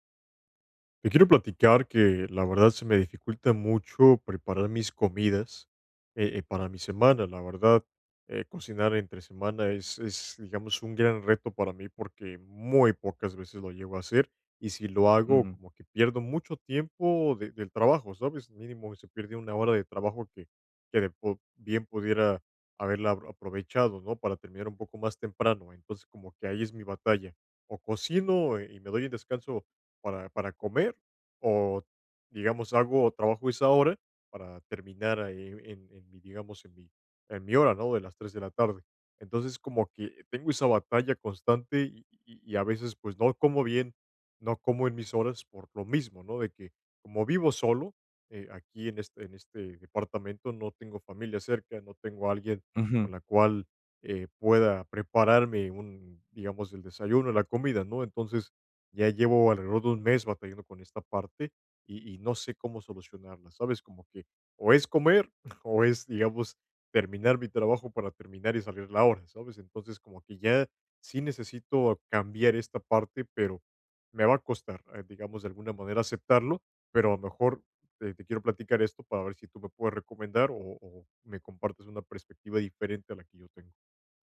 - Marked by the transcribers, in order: chuckle
- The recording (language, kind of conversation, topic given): Spanish, advice, ¿Cómo puedo organizarme mejor si no tengo tiempo para preparar comidas saludables?